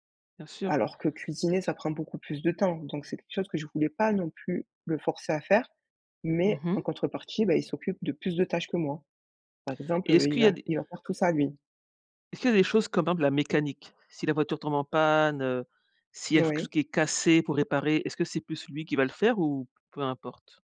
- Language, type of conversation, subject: French, podcast, Comment peut-on partager équitablement les tâches ménagères ?
- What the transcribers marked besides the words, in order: other background noise; tapping